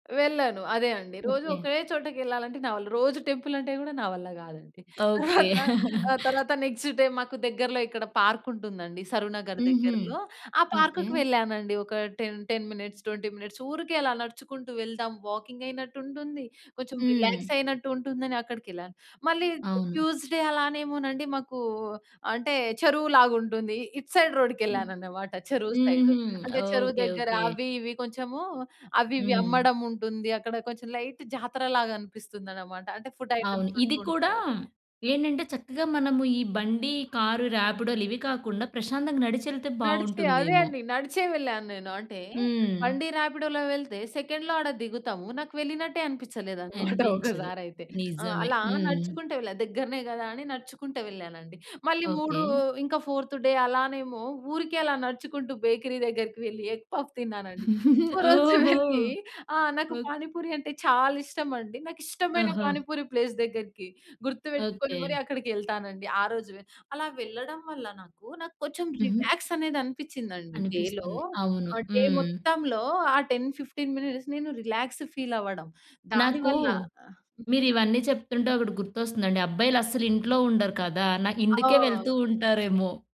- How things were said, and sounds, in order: tapping; in English: "టెంపుల్"; chuckle; in English: "నెక్స్ట్ డే"; in English: "పార్క్"; in English: "పార్క్‌కి"; in English: "టెన్ టెన్ మినిట్స్, ట్వంటీ మినిట్స్"; in English: "వాకింగ్"; in English: "రిలాక్స్"; in English: "ట్యూస్‌డే"; in English: "సైడ్"; other noise; in English: "సైడ్"; in English: "లైట్"; in English: "ఫుడ్ ఐటెమ్స్"; in English: "సెకండ్‌లో"; chuckle; in English: "ఫోర్త్ డే"; in English: "ఎగ్ పఫ్"; giggle; in English: "ప్లేస్"; in English: "డేలో"; in English: "డే"; in English: "టెన్ ఫిఫ్టీన్ మినిట్స్ నేను రిలాక్స్ ఫీల్"
- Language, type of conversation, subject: Telugu, podcast, ఒక వారం పాటు రోజూ బయట 10 నిమిషాలు గడిపితే ఏ మార్పులు వస్తాయని మీరు భావిస్తారు?